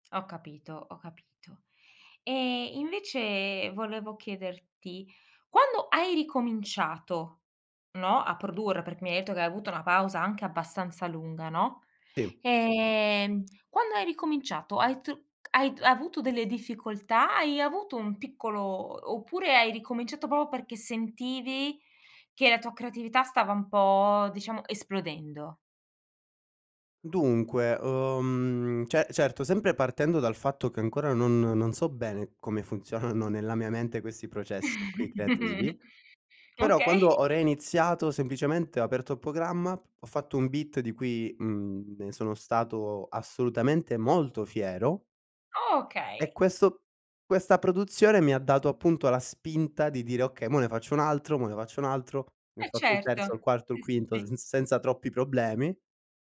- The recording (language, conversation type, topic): Italian, podcast, Come superi il blocco creativo quando ti colpisce?
- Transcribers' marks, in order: tapping; "Sì" said as "tì"; "proprio" said as "probo"; laughing while speaking: "funzionano"; chuckle; laughing while speaking: "Okay"; in English: "beat"; drawn out: "Okay"; "sì" said as "tì"